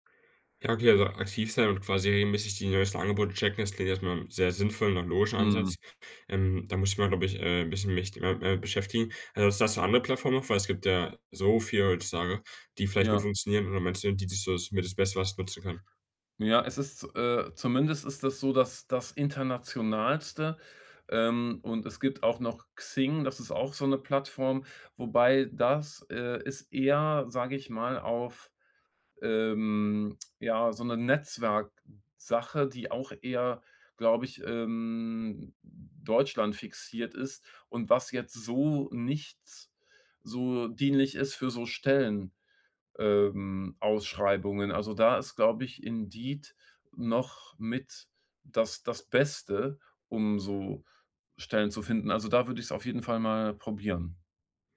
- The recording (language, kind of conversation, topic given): German, advice, Wie kann ich mein Geld besser planen und bewusster ausgeben?
- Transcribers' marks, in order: none